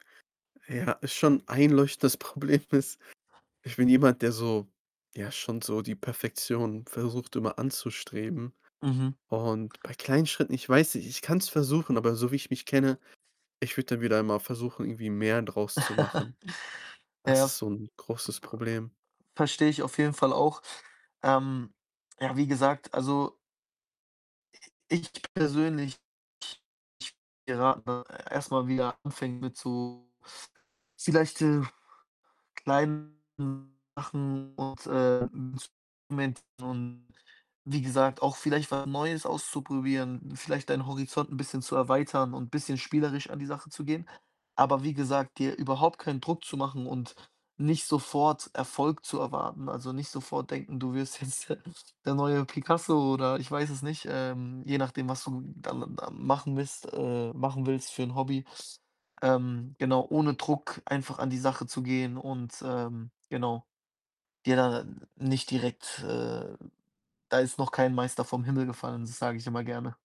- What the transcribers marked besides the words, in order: other background noise; laughing while speaking: "Problem ist"; giggle; other noise; distorted speech; laughing while speaking: "wirst jetzt der"
- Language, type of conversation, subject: German, advice, Wie kann ich nach einer langen Pause wieder kreativ werden und neu anfangen?